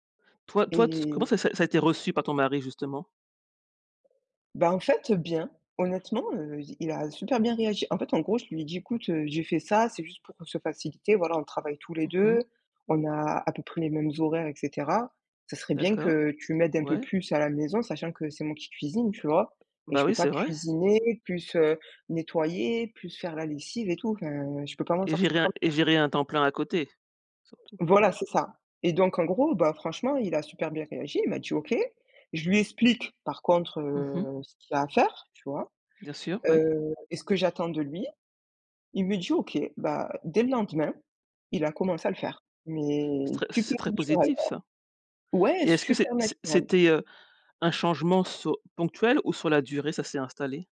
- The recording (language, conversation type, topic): French, podcast, Comment peut-on partager équitablement les tâches ménagères ?
- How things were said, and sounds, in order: tapping; other background noise; drawn out: "Enfin"; stressed: "explique"; drawn out: "heu"; drawn out: "Heu"; drawn out: "Mais"; stressed: "Ouais"